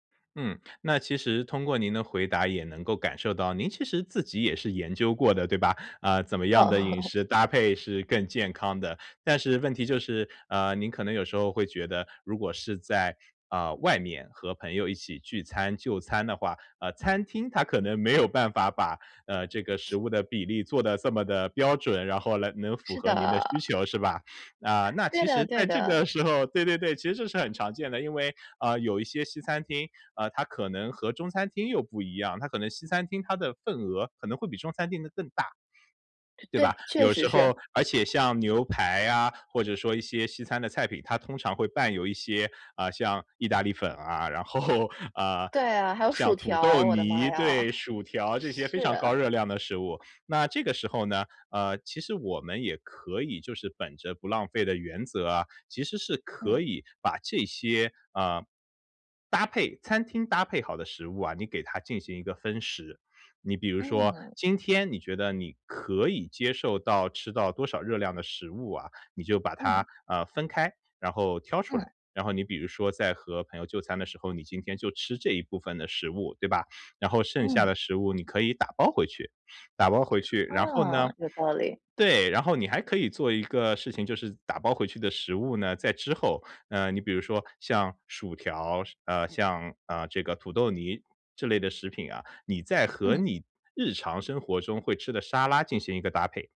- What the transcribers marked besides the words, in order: laugh; other background noise; laughing while speaking: "然后"
- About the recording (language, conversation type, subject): Chinese, advice, 在外就餐时我怎样才能吃得更健康？